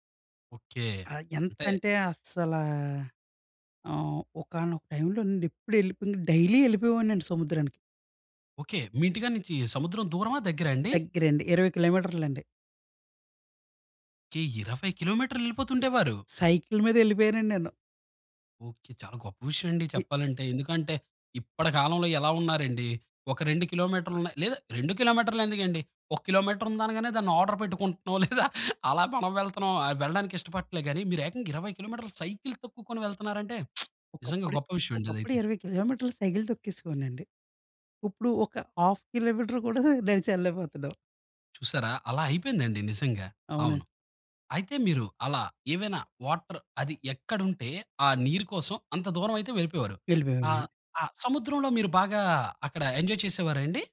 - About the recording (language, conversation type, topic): Telugu, podcast, ప్రకృతిలో మీరు అనుభవించిన అద్భుతమైన క్షణం ఏమిటి?
- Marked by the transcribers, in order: in English: "డైలీ"; in English: "ఆర్డర్"; laughing while speaking: "పెట్టుకుంటున్నాం లేదా, అలా మనం"; lip smack; in English: "హాఫ్ కిలోమీటర్"; laughing while speaking: "కూడా నడిచి ఎళ్ళలేకపోతున్నాం"; in English: "వాటర్"; in English: "ఎంజాయ్"